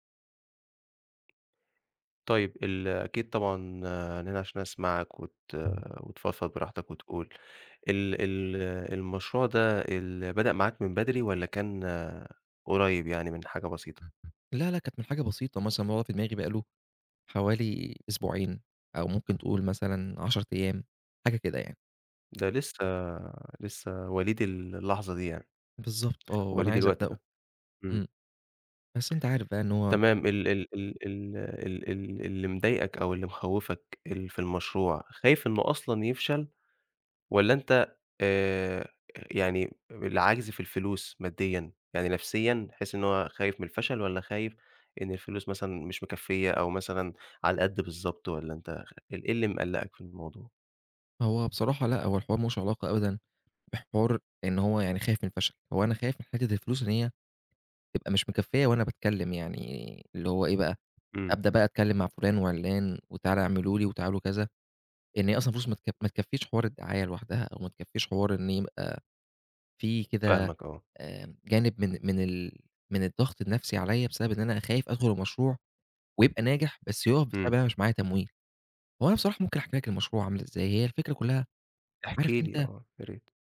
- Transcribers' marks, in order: tapping; other background noise
- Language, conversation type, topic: Arabic, advice, إزاي أقدر أتخطّى إحساس العجز عن إني أبدأ مشروع إبداعي رغم إني متحمّس وعندي رغبة؟